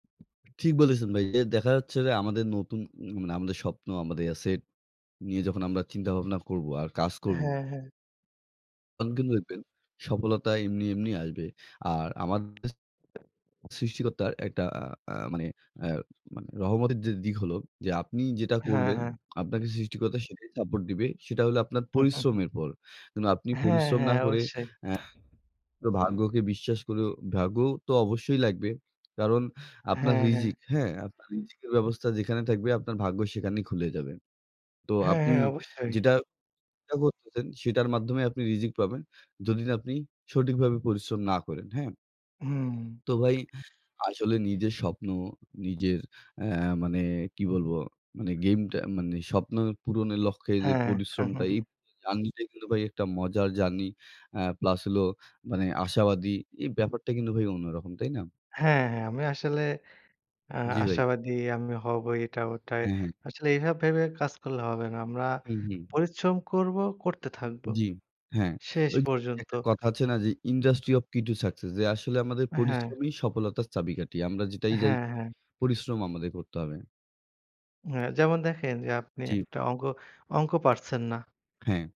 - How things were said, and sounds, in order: other background noise; in English: "এসেট"; chuckle; chuckle; in English: "ইন্ডাস্ট্রি অফ কী টু সাকসেস"
- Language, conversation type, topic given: Bengali, unstructured, ভবিষ্যতে আপনি কীভাবে আপনার স্বপ্ন পূরণ করবেন?